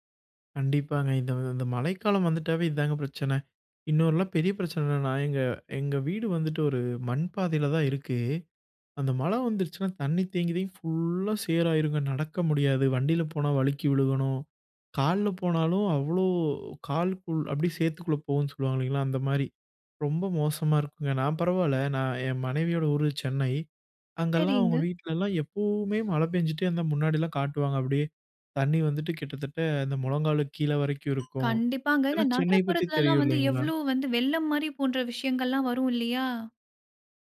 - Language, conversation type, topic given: Tamil, podcast, மழைக்காலம் உங்களை எவ்வாறு பாதிக்கிறது?
- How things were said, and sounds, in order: other background noise